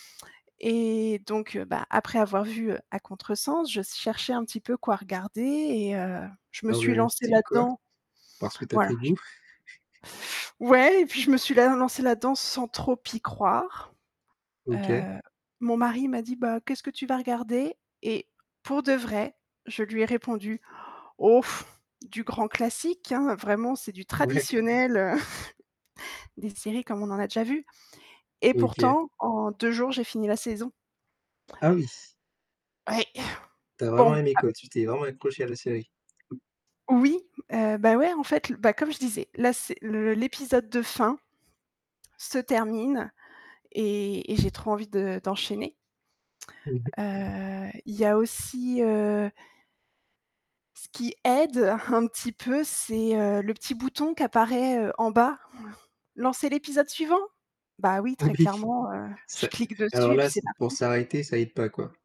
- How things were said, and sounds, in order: distorted speech; chuckle; laughing while speaking: "Ouais"; chuckle; static; other background noise; stressed: "aide"; chuckle; laughing while speaking: "Oui"
- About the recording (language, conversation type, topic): French, podcast, Peux-tu nous expliquer pourquoi on enchaîne autant les épisodes de séries ?
- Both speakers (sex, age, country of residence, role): female, 30-34, France, guest; male, 20-24, France, host